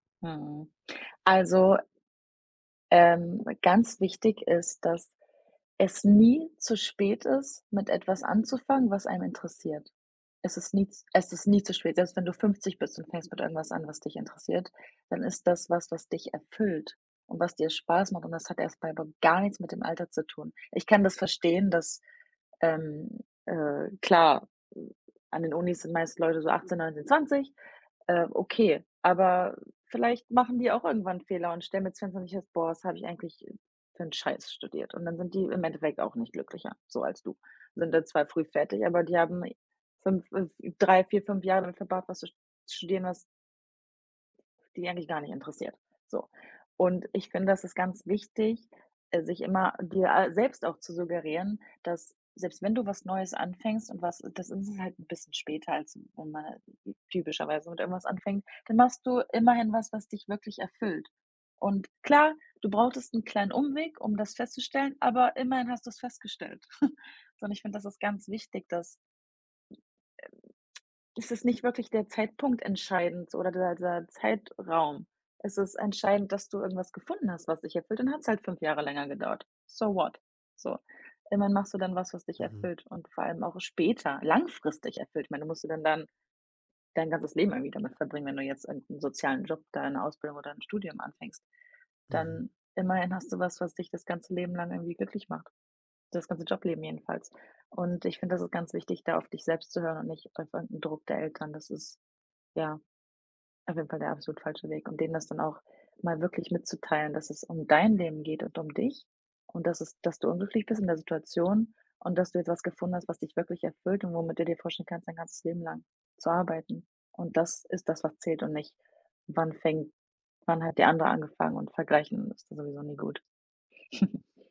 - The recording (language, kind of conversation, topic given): German, advice, Wie erlebst du nächtliches Grübeln, Schlaflosigkeit und Einsamkeit?
- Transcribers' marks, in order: other background noise; tapping; snort; in English: "So what?"; chuckle